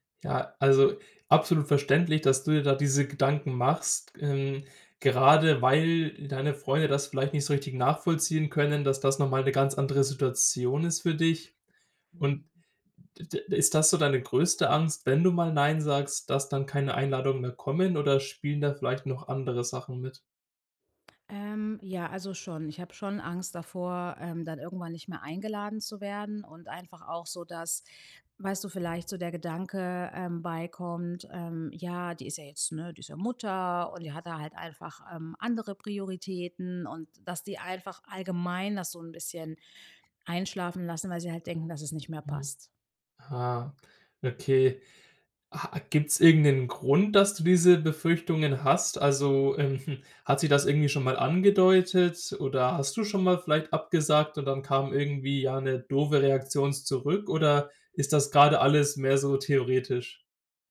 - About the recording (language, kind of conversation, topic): German, advice, Wie gehe ich damit um, dass ich trotz Erschöpfung Druck verspüre, an sozialen Veranstaltungen teilzunehmen?
- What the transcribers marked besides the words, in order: none